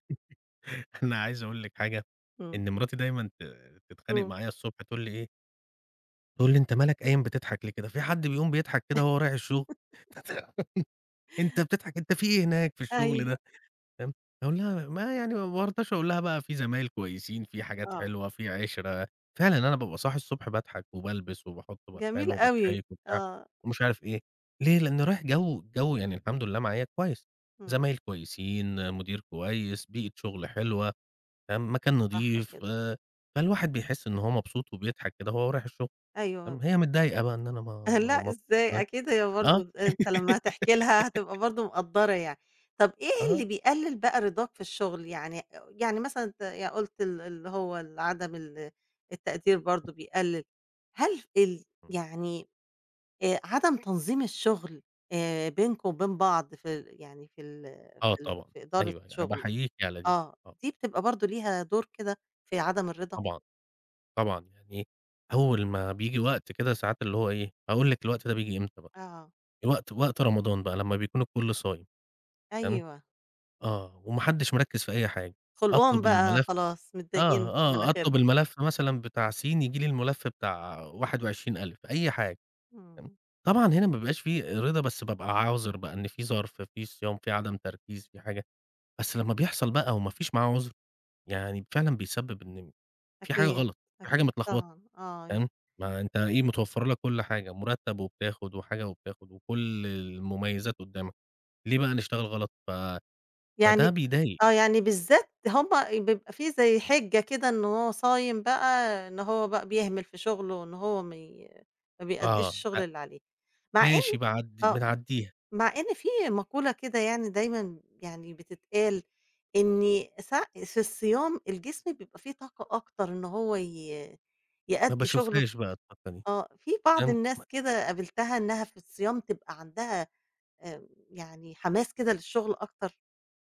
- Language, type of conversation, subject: Arabic, podcast, إيه اللي بيخليك تحس بالرضا في شغلك؟
- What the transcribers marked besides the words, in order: chuckle; laugh; chuckle; chuckle; unintelligible speech; laugh; tapping; unintelligible speech